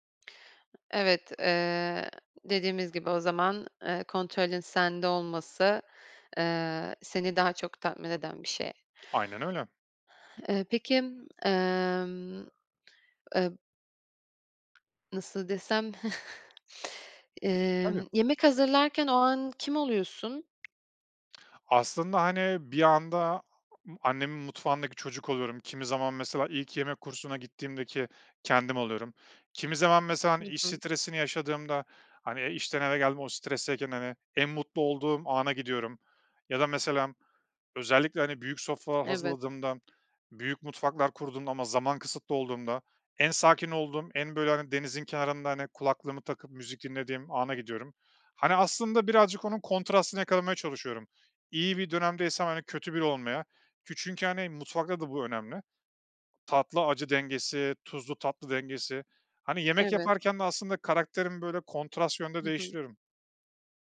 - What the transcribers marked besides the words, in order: other noise; tapping; chuckle
- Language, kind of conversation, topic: Turkish, podcast, Basit bir yemek hazırlamak seni nasıl mutlu eder?
- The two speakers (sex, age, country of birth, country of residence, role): female, 25-29, Turkey, France, host; male, 35-39, Turkey, Estonia, guest